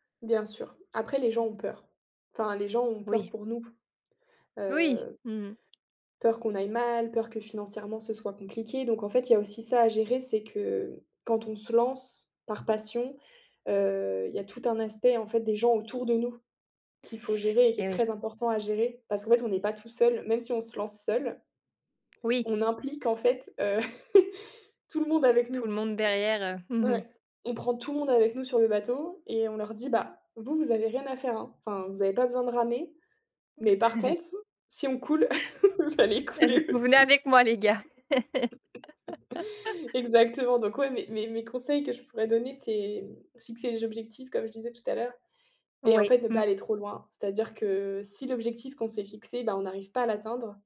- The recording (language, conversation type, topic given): French, podcast, Comment gères-tu le dilemme entre sécurité financière et passion ?
- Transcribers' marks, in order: tapping; chuckle; chuckle; laughing while speaking: "vous allez couler aussi"; chuckle; chuckle